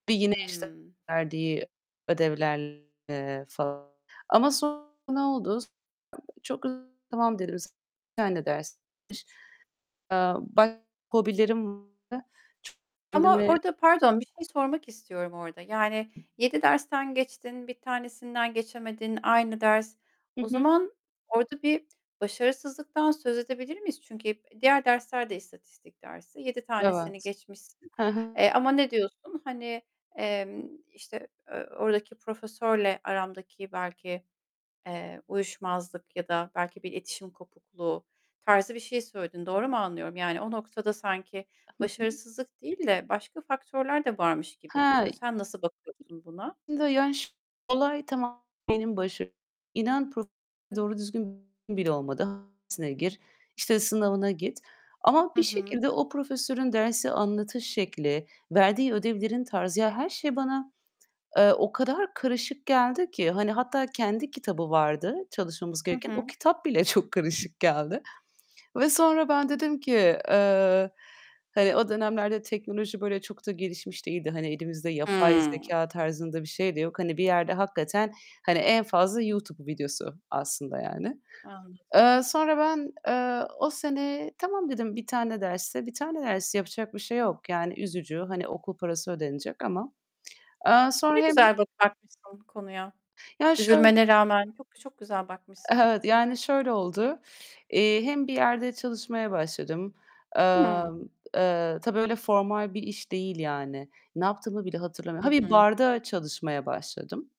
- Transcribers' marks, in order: distorted speech; tapping; other background noise; laughing while speaking: "çok karışık geldi"
- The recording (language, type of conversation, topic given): Turkish, podcast, Başarısızlıkla karşılaştığında kendini nasıl toparlarsın?